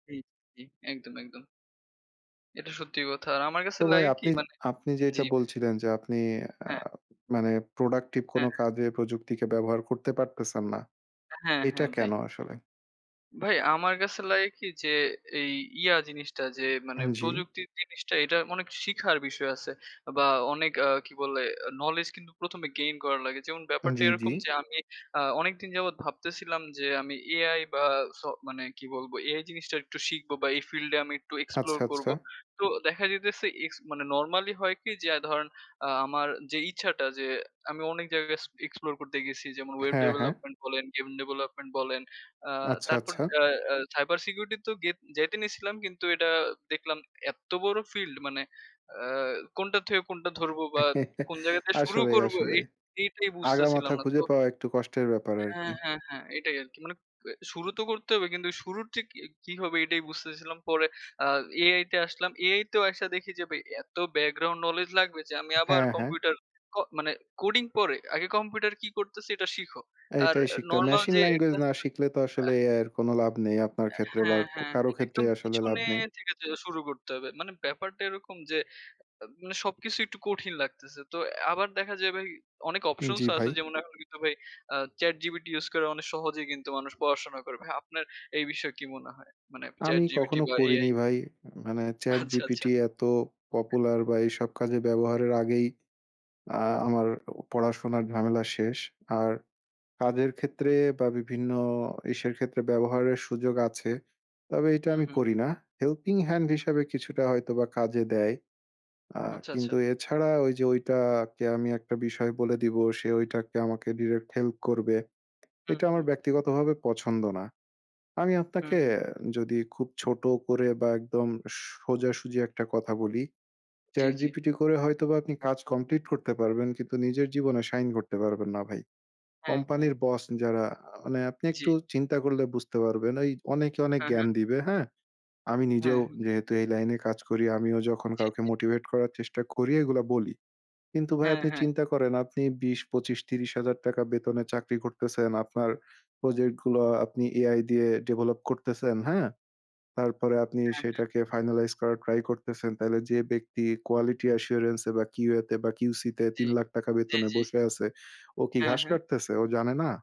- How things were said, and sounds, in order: tapping; chuckle; laughing while speaking: "আচ্ছা"; other background noise
- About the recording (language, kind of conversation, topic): Bengali, unstructured, আপনার জীবনে প্রযুক্তি সবচেয়ে বড় কোন ইতিবাচক পরিবর্তন এনেছে?